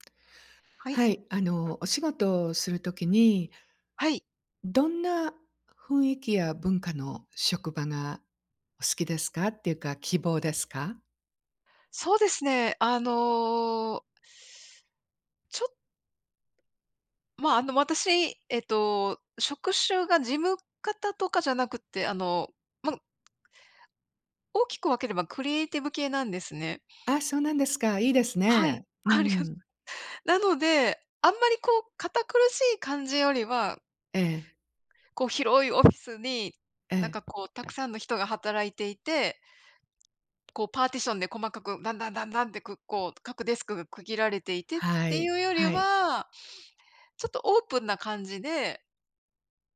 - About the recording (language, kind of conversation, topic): Japanese, unstructured, 理想の職場環境はどんな場所ですか？
- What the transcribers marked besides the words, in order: none